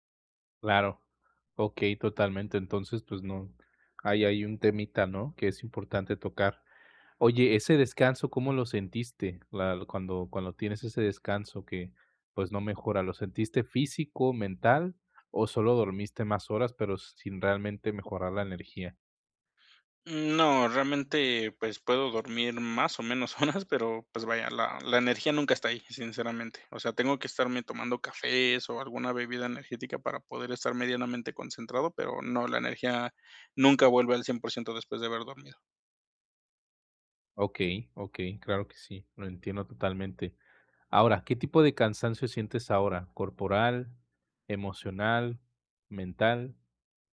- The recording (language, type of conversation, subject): Spanish, advice, ¿Por qué, aunque he descansado, sigo sin energía?
- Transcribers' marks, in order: laughing while speaking: "horas"